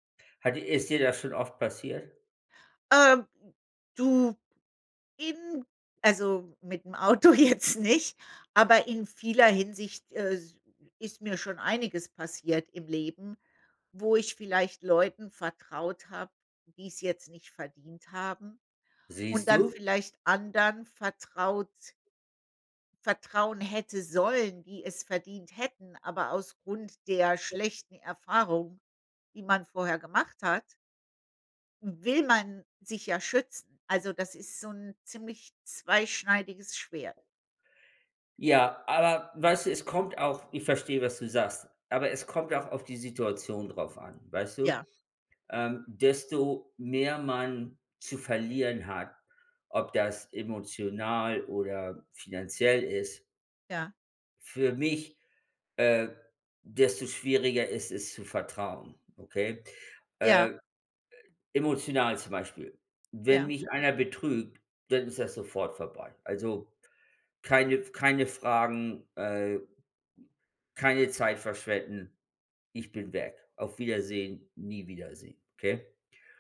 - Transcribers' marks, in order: laughing while speaking: "jetzt"; other background noise
- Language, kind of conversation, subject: German, unstructured, Wie kann man Vertrauen in einer Beziehung aufbauen?